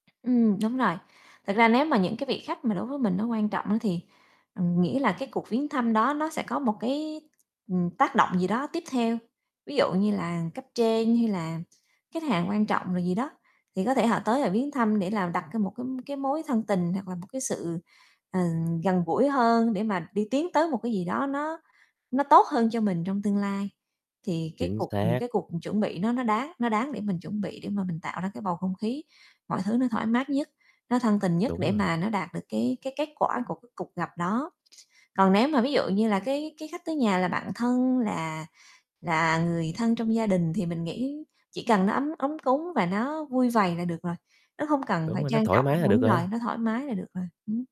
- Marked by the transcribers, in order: tapping; other background noise
- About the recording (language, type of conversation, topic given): Vietnamese, podcast, Bạn thường chuẩn bị những gì khi có khách đến nhà?